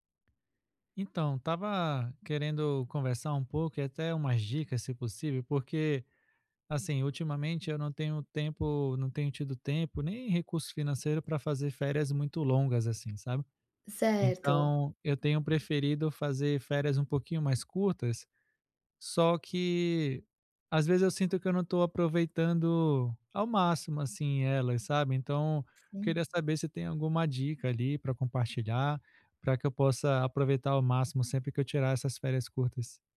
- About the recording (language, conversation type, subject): Portuguese, advice, Como posso aproveitar ao máximo minhas férias curtas e limitadas?
- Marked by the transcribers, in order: tapping; other background noise